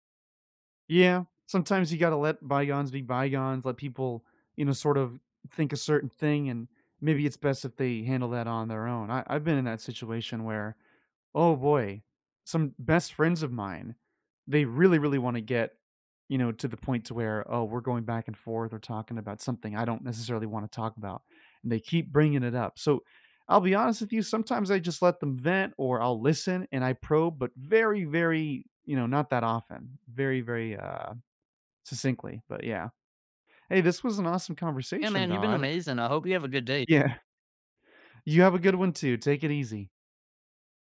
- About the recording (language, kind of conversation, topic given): English, unstructured, How can I keep conversations balanced when someone else dominates?
- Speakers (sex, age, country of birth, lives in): male, 25-29, United States, United States; male, 35-39, United States, United States
- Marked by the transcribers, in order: other background noise; laughing while speaking: "Yeah"